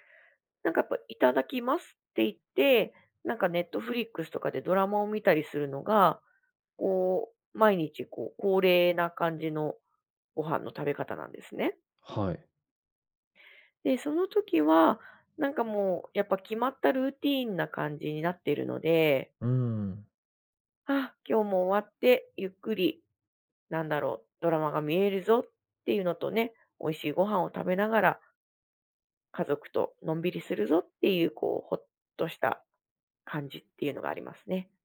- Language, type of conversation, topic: Japanese, podcast, 夜、家でほっとする瞬間はいつですか？
- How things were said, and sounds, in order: none